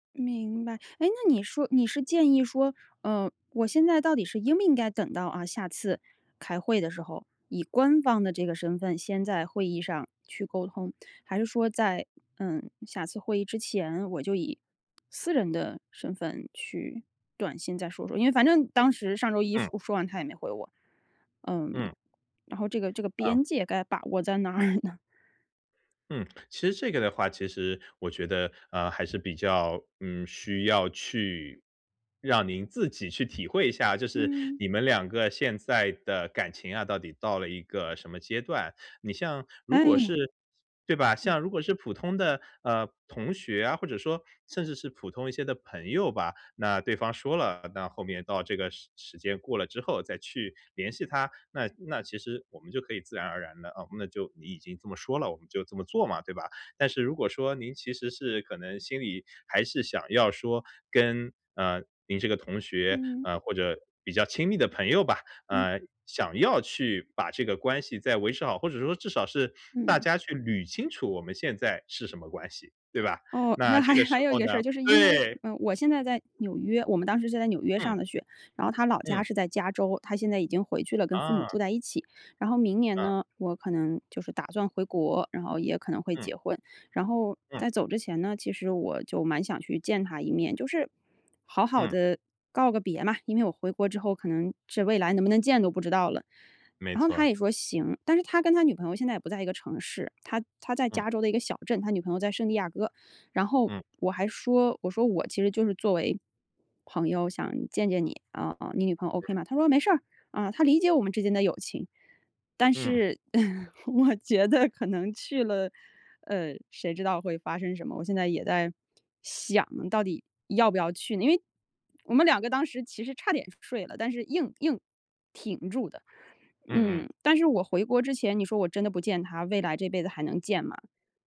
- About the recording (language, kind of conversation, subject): Chinese, advice, 我该如何重建他人对我的信任并修复彼此的关系？
- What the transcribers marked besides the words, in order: laughing while speaking: "哪儿呢？"; laughing while speaking: "那还"; laughing while speaking: "呃，我觉得可能去了"